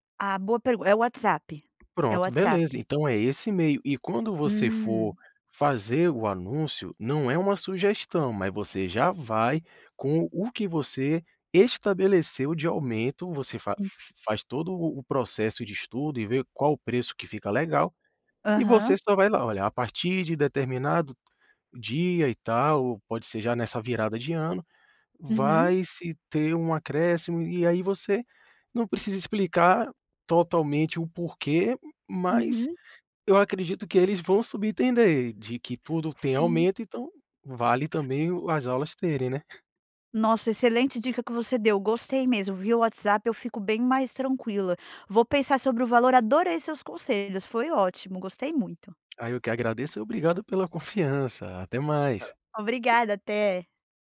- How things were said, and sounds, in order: tapping; other background noise; other noise
- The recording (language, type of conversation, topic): Portuguese, advice, Como posso pedir um aumento de salário?